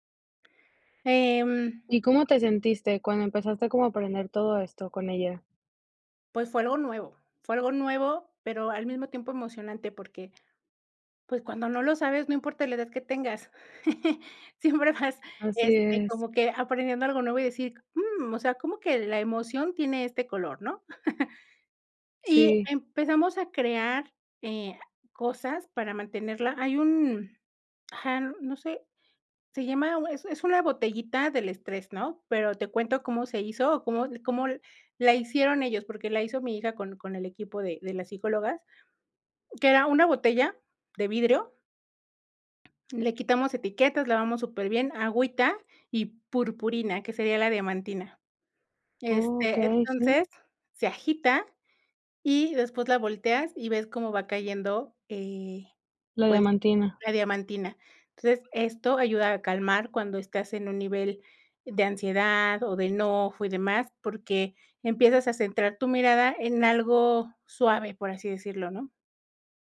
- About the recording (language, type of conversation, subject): Spanish, podcast, ¿Cómo conviertes una emoción en algo tangible?
- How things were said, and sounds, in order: chuckle; laughing while speaking: "siempre vas"; chuckle